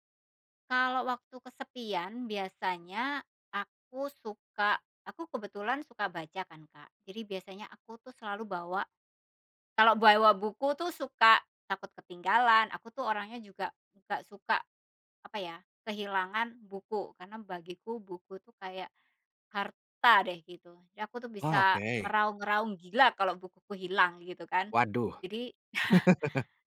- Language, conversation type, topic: Indonesian, podcast, Pernahkah kamu merasa kesepian saat bepergian sendirian, dan bagaimana kamu mengatasinya?
- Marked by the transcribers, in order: chuckle; laugh